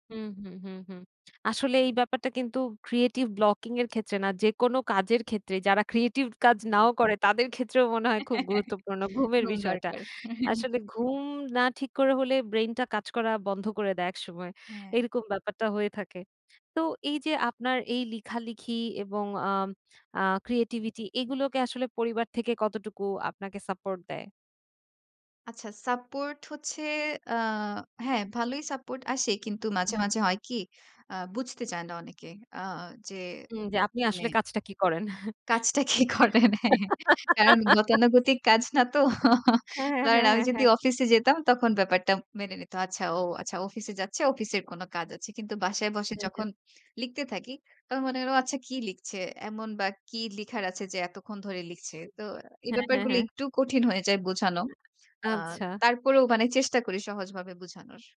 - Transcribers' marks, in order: in English: "ক্রিয়েটিভ ব্লকিং"; in English: "ক্রিয়েটিভ"; laugh; in English: "ক্রিয়েটিভিটি"; laughing while speaking: "কাজটা কি করেন, হ্যাঁ"; laugh; chuckle; other noise
- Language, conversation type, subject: Bengali, podcast, কীভাবে আপনি সৃজনশীল জড়তা কাটাতে বিভিন্ন মাধ্যম ব্যবহার করেন?